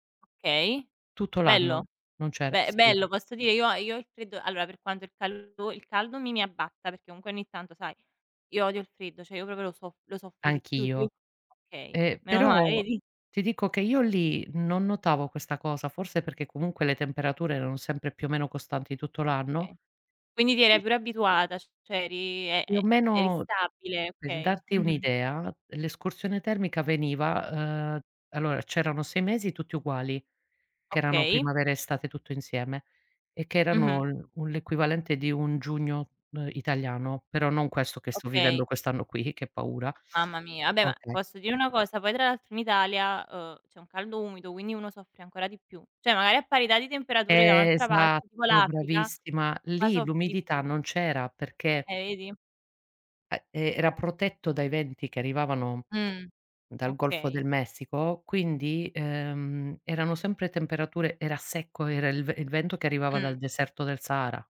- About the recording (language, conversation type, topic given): Italian, unstructured, Come bilanci il tuo tempo tra lavoro e tempo libero?
- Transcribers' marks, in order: "cioè" said as "ceh"; "proprio" said as "propo"; tapping; "cioè" said as "ceh"; "cioè" said as "ceh"